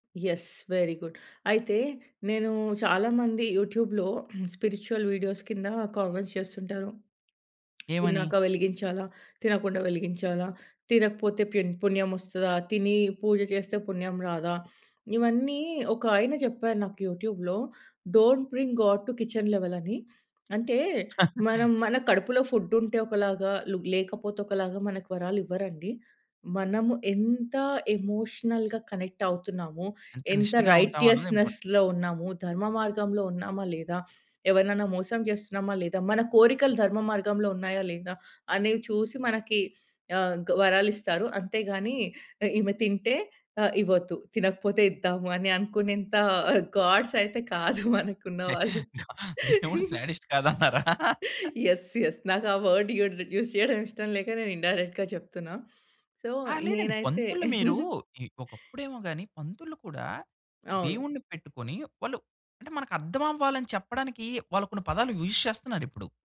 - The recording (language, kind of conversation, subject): Telugu, podcast, ఉపవాసం గురించి మీకు ఎలాంటి అనుభవం లేదా అభిప్రాయం ఉంది?
- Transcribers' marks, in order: in English: "యెస్! వెరీ గుడ్"; in English: "యూట్యూబ్‌లో స్పిరిచ్యువల్ వీడియోస్"; throat clearing; in English: "కామెంట్స్"; tapping; in English: "యూట్యూబ్‌లో, డోంట్ బ్రింగ్ గాడ్ టు కిచెన్ లెవెల్"; chuckle; in English: "ఎమోషనల్‌గా కనెక్ట్"; in English: "రైటియస్‌నెస్‌లో"; in English: "ఇంపార్టెంట్"; laughing while speaking: "గాడ్స్ అయితే కాదు మనకున్నవాళ్ళు!"; in English: "గాడ్స్"; laughing while speaking: "దేవుడు శాడిస్ట్ కాదన్నారా?"; in English: "శాడిస్ట్"; chuckle; in English: "యెస్! యెస్!"; in English: "వర్డ్"; in English: "యూస్"; in English: "ఇన్‌డైరెక్ట్‌గా"; in English: "సో"; giggle; in English: "యూజ్"